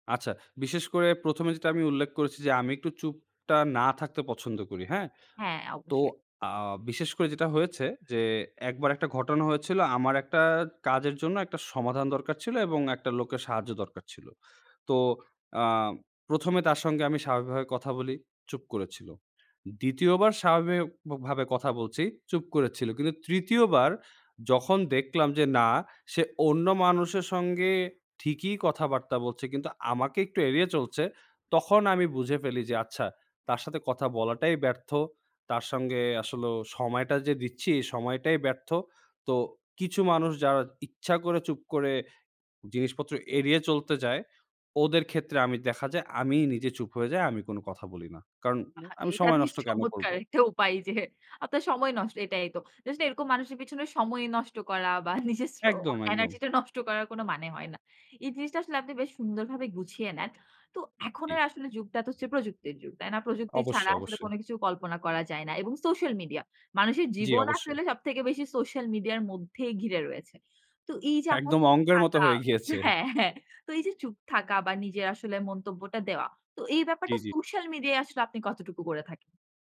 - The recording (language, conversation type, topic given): Bengali, podcast, চুপ করে থাকা কখন ও কেন ভুল বোঝাবুঝি বাড়ায় বলে আপনার মনে হয়?
- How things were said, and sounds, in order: laughing while speaking: "এটা বেশ চমৎকার! একটা উপায়"; laughing while speaking: "নিজের শ্র এনার্জিটা নষ্ট"; laughing while speaking: "একদম অঙ্কের মতো হয়ে গিয়েছে"; laughing while speaking: "হ্যাঁ, হ্যাঁ"